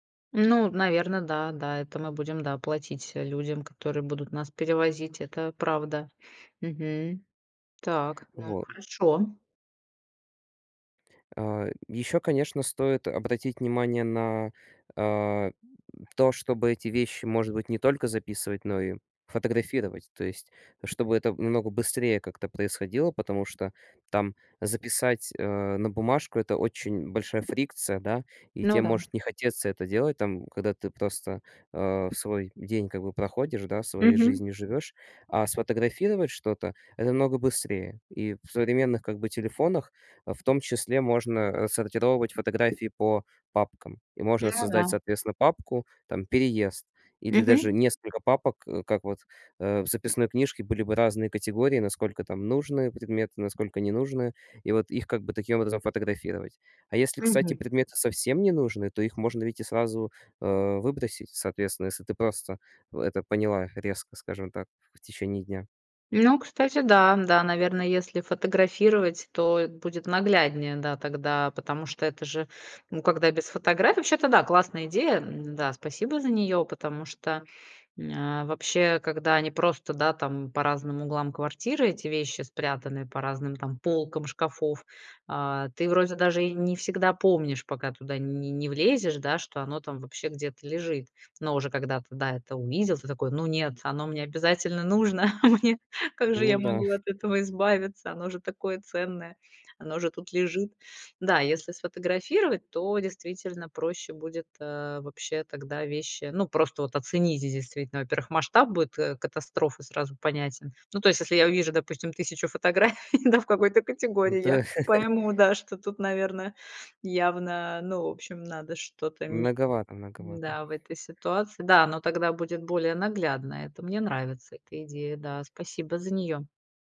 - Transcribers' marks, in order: tapping; other background noise; chuckle; laughing while speaking: "фотографий"; chuckle
- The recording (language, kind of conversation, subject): Russian, advice, Как при переезде максимально сократить количество вещей и не пожалеть о том, что я от них избавился(ась)?